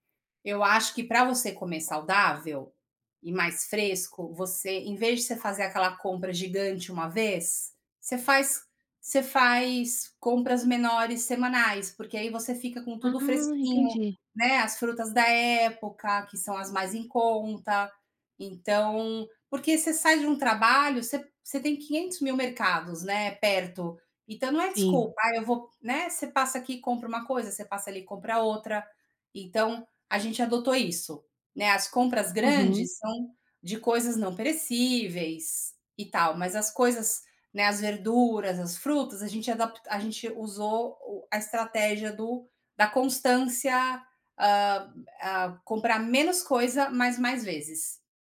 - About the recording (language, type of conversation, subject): Portuguese, podcast, Como a comida do novo lugar ajudou você a se adaptar?
- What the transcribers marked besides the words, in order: none